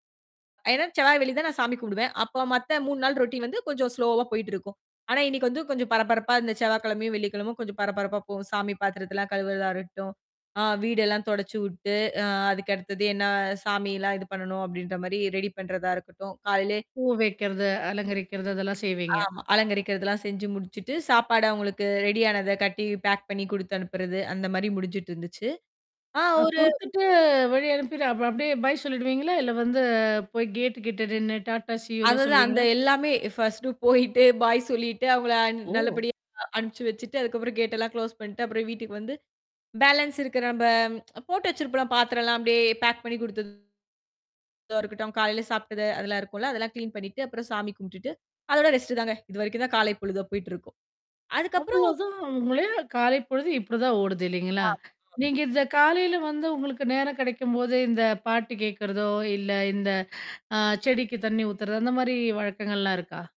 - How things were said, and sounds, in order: in English: "ரொட்டின்"; in English: "ஸ்லோவா"; tapping; distorted speech; "இருக்கட்டும்" said as "இருட்டும்"; other background noise; in English: "பாய்"; in English: "டாட்டா, சியூலாம்"; in English: "ஃபர்ஸ்ட்டு"; laughing while speaking: "போயிட்டு, பாய் சொல்லிட்டு"; in English: "கேட்டெலாம் குளோஸ்"; in English: "பேலன்ஸ்"; tsk; in English: "கிளீன்"; in English: "ரெஸ்ட்டு"; unintelligible speech
- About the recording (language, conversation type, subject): Tamil, podcast, உங்கள் வீட்டில் காலை நேர பழக்கவழக்கங்கள் எப்படி இருக்கின்றன?